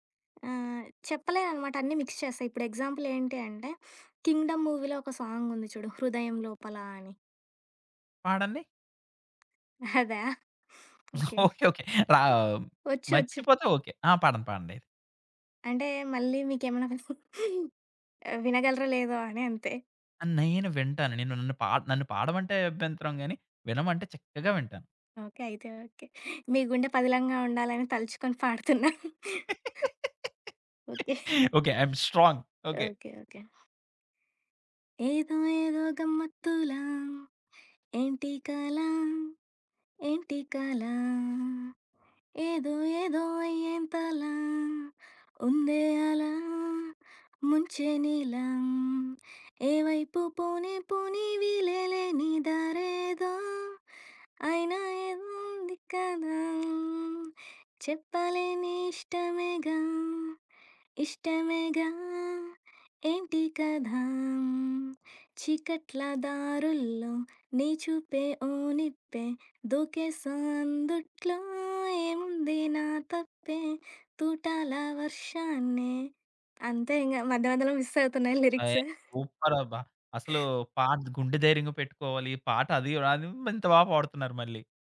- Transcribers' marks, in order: in English: "మిక్స్"; in English: "ఎగ్జాంపుల్"; in English: "మూవీలో"; in English: "సాంగ్"; tapping; laughing while speaking: "ఓకే. ఓకే"; giggle; chuckle; laugh; in English: "ఐయామ్ స్ట్రాంగ్"; chuckle; other background noise; singing: "ఏదో ఏదో గమ్మత్తులా ఏంటీ కలా! … తప్పే? తూటాల వర్షాన్నే"; in English: "లిరిక్స్"; giggle
- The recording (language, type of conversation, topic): Telugu, podcast, నీకు హృదయానికి అత్యంత దగ్గరగా అనిపించే పాట ఏది?